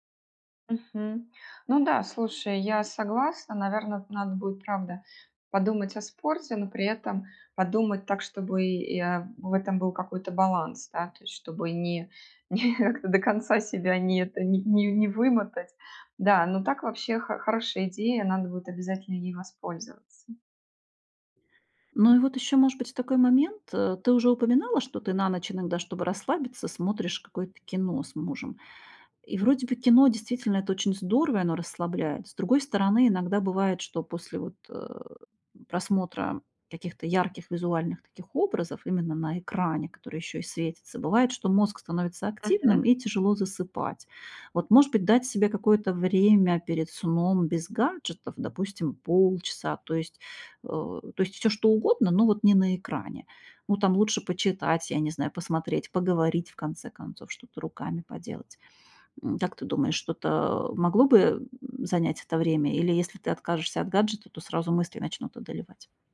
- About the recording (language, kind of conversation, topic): Russian, advice, Как справиться с бессонницей из‑за вечернего стресса или тревоги?
- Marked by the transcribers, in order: laughing while speaking: "до конца себя не это"